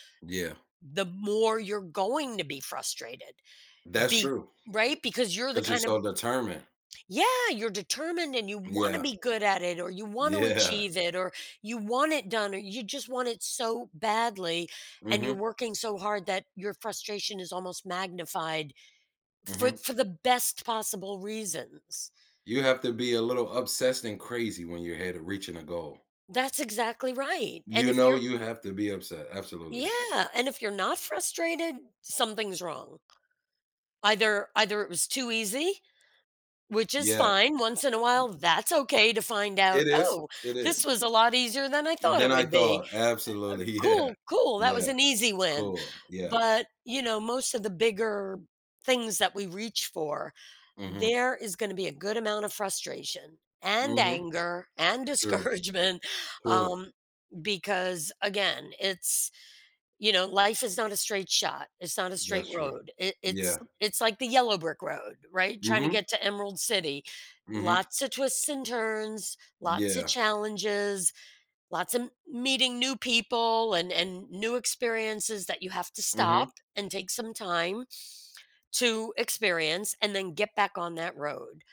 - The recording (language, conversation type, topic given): English, unstructured, What do you think makes success feel so difficult to achieve sometimes?
- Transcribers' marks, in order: laughing while speaking: "Yeah"; other background noise; tapping; laughing while speaking: "Yeah"; laughing while speaking: "discouragement"; inhale